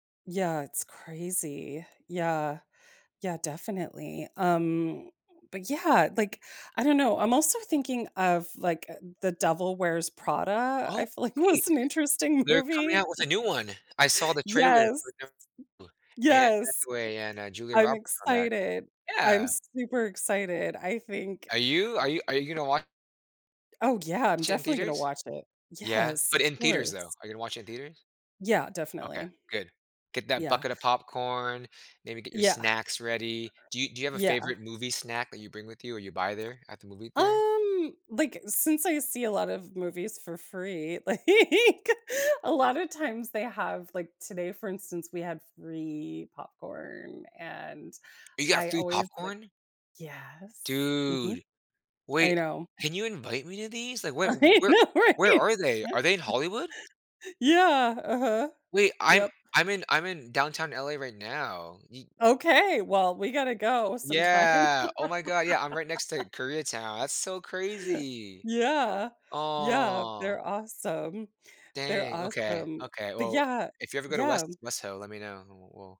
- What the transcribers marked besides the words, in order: laughing while speaking: "was an interesting movie"; laughing while speaking: "like"; other background noise; laughing while speaking: "I know right?"; laugh; laughing while speaking: "sometime"; laugh
- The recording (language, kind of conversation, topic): English, unstructured, How can a movie's surprising lesson help me in real life?